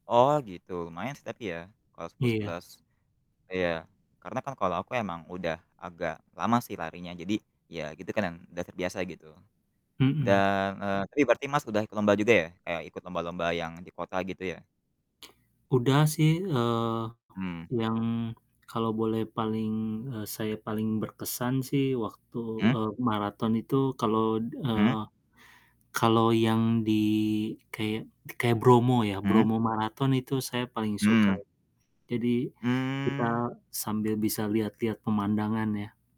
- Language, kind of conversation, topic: Indonesian, unstructured, Apa perubahan terbesar yang kamu alami berkat hobimu?
- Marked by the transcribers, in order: static; tapping